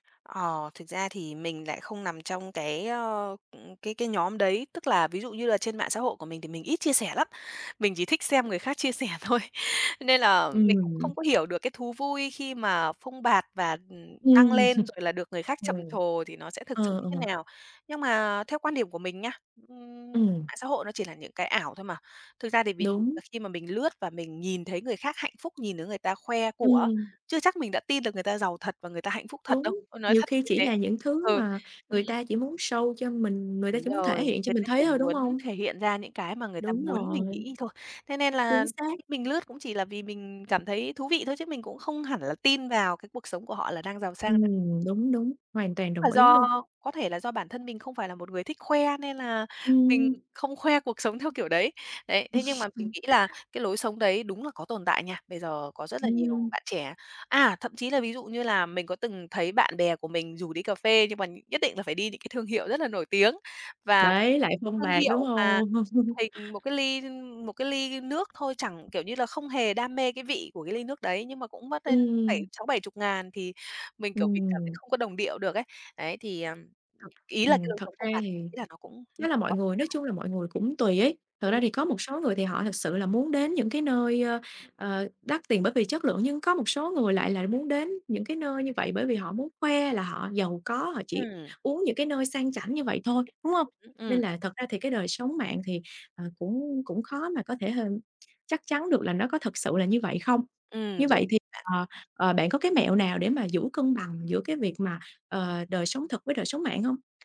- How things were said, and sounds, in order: laughing while speaking: "sẻ thôi"; tapping; chuckle; in English: "show"; unintelligible speech; other background noise; chuckle; chuckle; unintelligible speech; unintelligible speech; unintelligible speech
- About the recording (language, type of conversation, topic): Vietnamese, podcast, Bạn cân bằng giữa đời sống thực và đời sống trên mạng như thế nào?